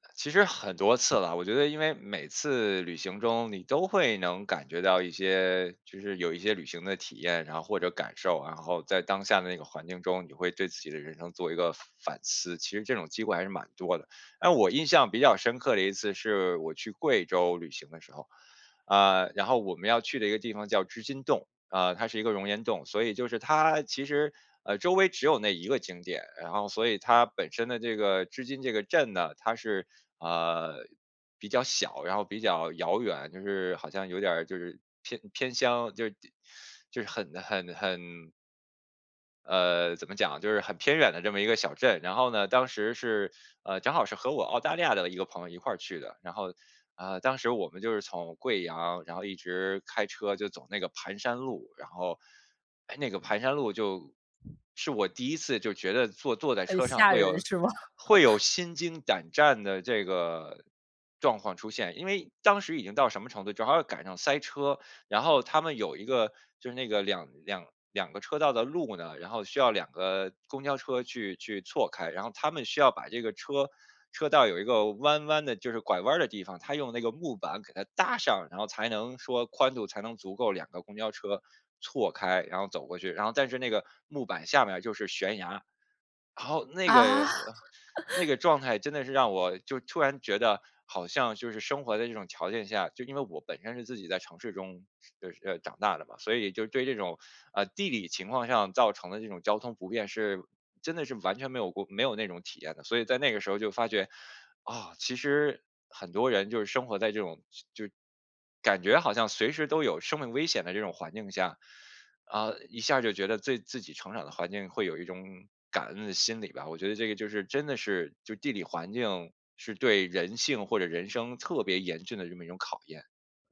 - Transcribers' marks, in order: other background noise; laugh; laugh
- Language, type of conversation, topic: Chinese, podcast, 哪一次旅行让你更懂得感恩或更珍惜当下？